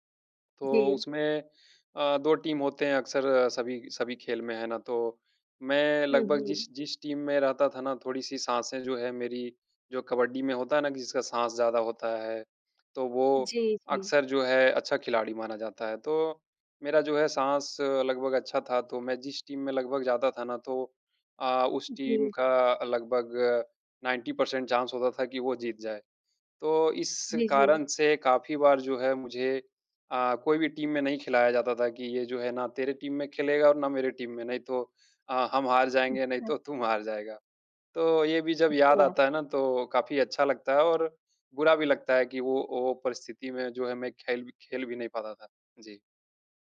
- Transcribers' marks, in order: in English: "टीम"; in English: "टीम"; in English: "टीम"; in English: "टीम"; in English: "नाइंटी परसेंट चांस"; in English: "टीम"; in English: "टीम"; in English: "टीम"
- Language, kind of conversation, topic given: Hindi, unstructured, आपके लिए क्या यादें दुख से ज़्यादा सांत्वना देती हैं या ज़्यादा दर्द?